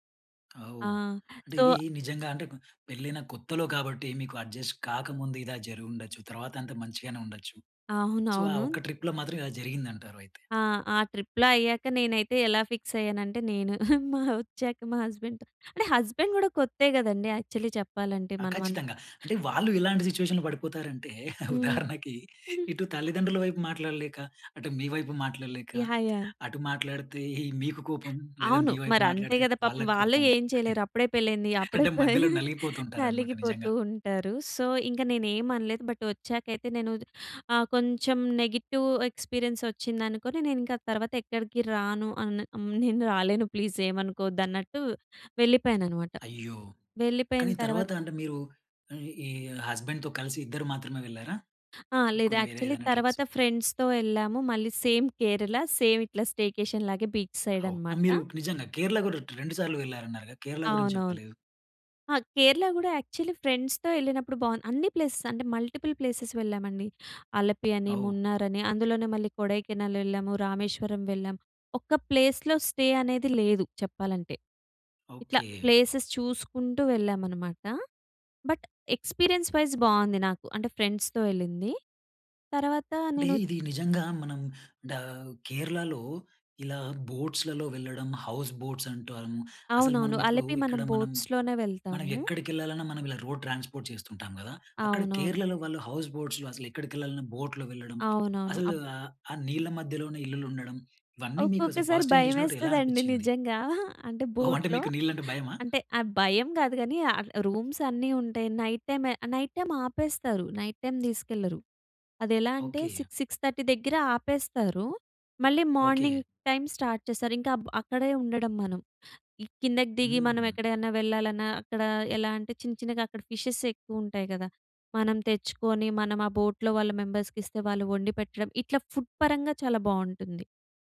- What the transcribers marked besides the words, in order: in English: "సో"; in English: "అడ్జస్ట్"; in English: "సో"; in English: "ట్రిప్‌లో"; in English: "ట్రిప్‌లో"; in English: "ఫిక్స్"; chuckle; in English: "హస్బెండ్‌తో"; in English: "హస్బాండ్"; in English: "యాక్చువల్లీ"; in English: "సిట్యుయేషన్‌లో"; chuckle; giggle; lip smack; chuckle; in English: "సో"; in English: "బట్"; in English: "నెగిటివ్ ఎక్స్పీరియన్స్"; in English: "ప్లీజ్"; in English: "హస్బాండ్‌తో"; in English: "ట్రిప్స్"; in English: "యాక్చువల్లీ"; in English: "ఫ్రెండ్స్‌తో"; in English: "సేమ్"; in English: "సేమ్"; in English: "స్టేకేషన్ లాగే బీచ్ సైడ్"; in English: "యాక్చువల్లీ ఫ్రెండ్స్‌తో"; in English: "ప్లేసెస్"; in English: "మల్టిపుల్ ప్లేస్"; in English: "ప్లేస్‌లో స్టే"; in English: "ప్లేసెస్"; in English: "బట్ ఎక్స్పీరియన్స్ వైస్"; in English: "ఫ్రెండ్స్‌తో"; in English: "బోట్స్‌లలో"; in English: "హౌస్ బోట్స్"; in English: "రోడ్ ట్రాన్స్‌పోర్ట్"; in English: "బోట్స్"; in English: "హౌస్ బోట్స్‌లో"; in English: "బోట్‌లో"; other background noise; in English: "ఫస్ట్ టైమ్"; chuckle; in English: "బోట్‍లో"; in English: "రూమ్స్"; in English: "నైట్ టైమ్"; in English: "నైట్ టైమ్"; in English: "నైట్ టైమ్"; in English: "సిక్స్ సిక్స్ థర్టీ"; in English: "మార్నింగ్ టైమ్ స్టార్ట్"; in English: "ఫిషెస్"; in English: "బోట్‍లో"; in English: "ఫుడ్"
- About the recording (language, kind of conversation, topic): Telugu, podcast, ప్రయాణం వల్ల మీ దృష్టికోణం మారిపోయిన ఒక సంఘటనను చెప్పగలరా?